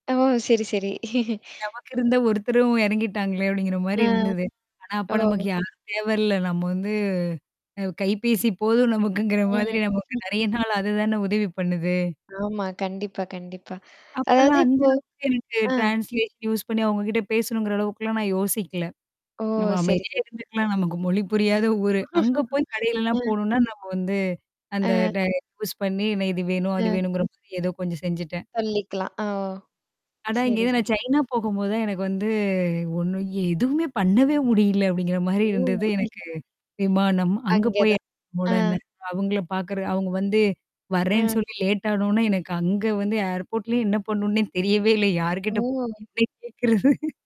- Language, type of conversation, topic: Tamil, podcast, பயணத்தில் மொழி புரியாமல் சிக்கிய அனுபவத்தைப் பகிர முடியுமா?
- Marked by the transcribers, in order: static; distorted speech; chuckle; laughing while speaking: "எறங்கிட்டாங்களே! அப்படிங்கிற மாரி இருந்தது"; other background noise; laughing while speaking: "நமக்குங்கிற மாதிரி நமக்கு நெறைய நாள் அது தான உதவி பண்ணுது"; chuckle; in English: "ட்ரான்ஸ்லேஷன் யூஸ்"; laugh; in another language: "யூஸ்"; tapping; unintelligible speech; laughing while speaking: "என்ன கேட்கறது"